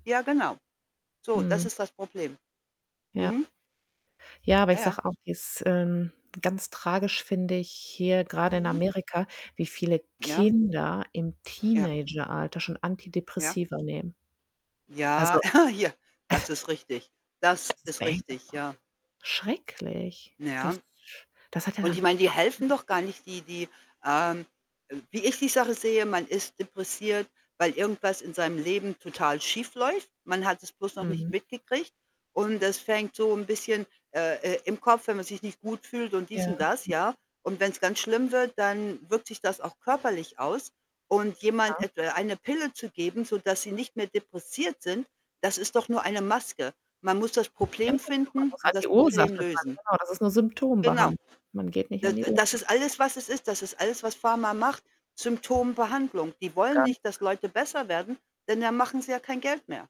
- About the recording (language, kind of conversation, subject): German, unstructured, Wie hat sich die Medizin im Laufe der Zeit entwickelt?
- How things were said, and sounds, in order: distorted speech; static; stressed: "Kinder"; other background noise; drawn out: "Ja"; chuckle; other noise; stressed: "Das"; unintelligible speech; unintelligible speech; "depressiv" said as "depressiert"; unintelligible speech; "depressiv" said as "depressiert"; unintelligible speech